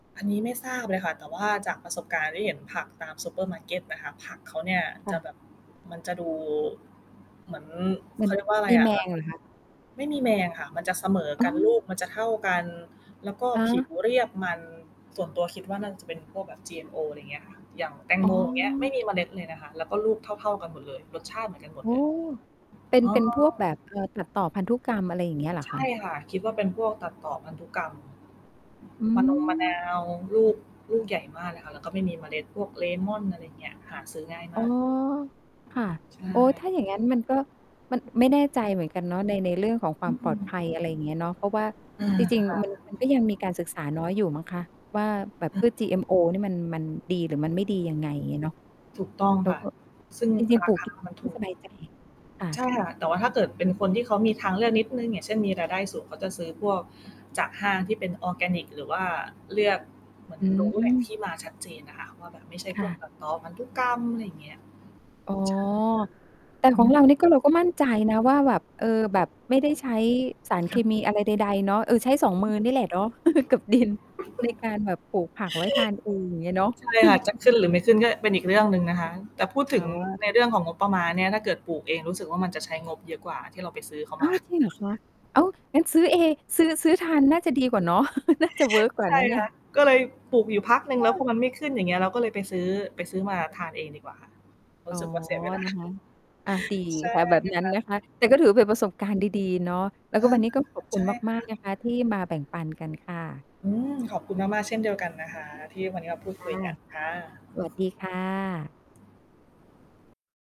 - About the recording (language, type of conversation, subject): Thai, podcast, ควรเริ่มปลูกผักกินเองอย่างไร?
- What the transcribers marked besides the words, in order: static; distorted speech; tapping; other background noise; chuckle; laughing while speaking: "กับดิน"; giggle; chuckle; mechanical hum; chuckle; laughing while speaking: "น่าจะเวิร์ค"; chuckle